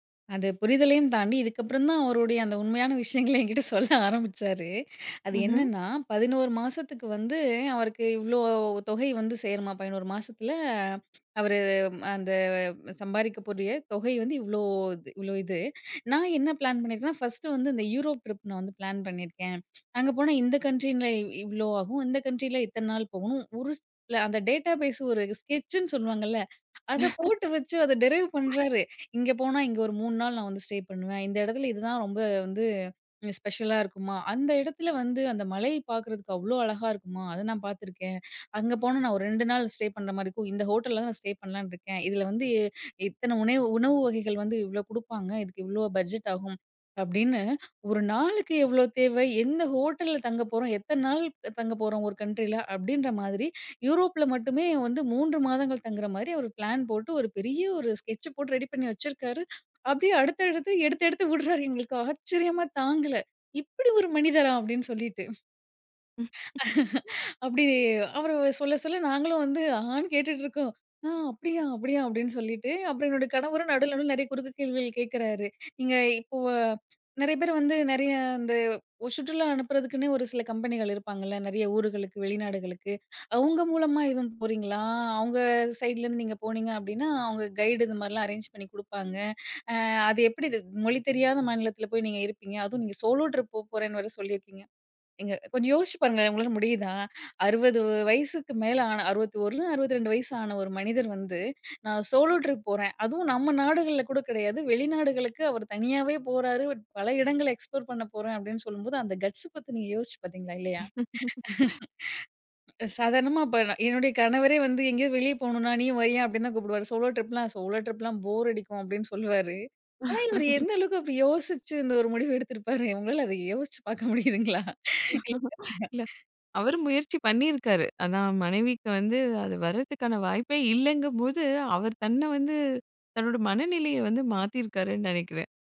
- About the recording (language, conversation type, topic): Tamil, podcast, பயணத்தில் நீங்கள் சந்தித்த ஒருவரிடமிருந்து என்ன கற்றுக் கொண்டீர்கள்?
- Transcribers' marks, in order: laughing while speaking: "விஷயங்கள என்கிட்ட சொல்ல ஆரம்பிச்சாரு. அது என்னன்னா"; drawn out: "வந்து"; other background noise; drawn out: "அவரு அந்த"; "கூடிய" said as "போடிய"; in English: "ஃபர்ஸ்ட்டு"; in English: "கண்ட்ரின்ல"; "கண்ட்ரில" said as "கண்ட்ரின்ல"; unintelligible speech; in English: "டேட்டாபேஸ்"; in English: "ஸ்கெச்சுன்னு"; in English: "டிரைவ்"; laugh; other noise; in English: "ஸ்டே"; in English: "ஸ்டே"; in English: "ஸ்டே"; in English: "கண்ட்ரில"; in English: "ஸ்கெட்ச்"; laughing while speaking: "விடுறாரு"; laugh; in English: "கைடு"; in English: "அரேஞ்ச்"; in English: "சோலோ ட்ரிப்"; in English: "சோலோ ட்ரிப்"; in English: "எக்ஸ்போர்"; in English: "கட்ஸ்"; laugh; in English: "சோலோ ட்ரிப்ன்னா, சோலோ ட்ரிப்ல்லாம்"; laugh; laughing while speaking: "சொல்வாரு"; laughing while speaking: "ஒரு முடிவு எடுத்திருப்பாரு? உங்களால அத யோசிச்சு பார்க்க முடியுதுங்களா?"; laugh; unintelligible speech